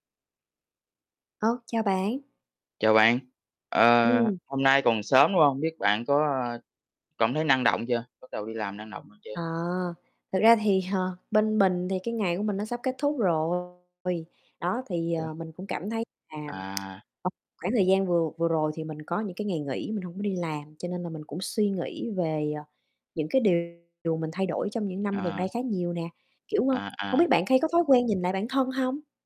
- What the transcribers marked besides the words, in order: laughing while speaking: "ờ"; other background noise; distorted speech; tsk; tapping
- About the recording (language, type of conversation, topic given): Vietnamese, unstructured, Điều gì đã khiến bạn thay đổi nhiều nhất trong vài năm qua?